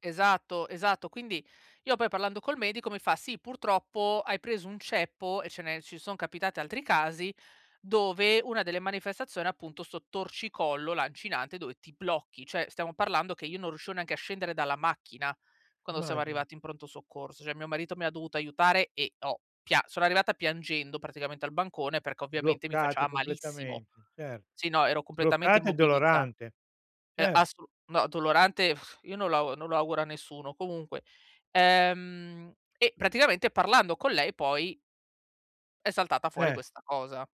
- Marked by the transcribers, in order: "Cioè" said as "Ceh"; "Cioè" said as "Ceh"; stressed: "malissimo"; lip trill
- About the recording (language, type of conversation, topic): Italian, advice, Come posso dire no in modo chiaro e assertivo senza sentirmi in colpa?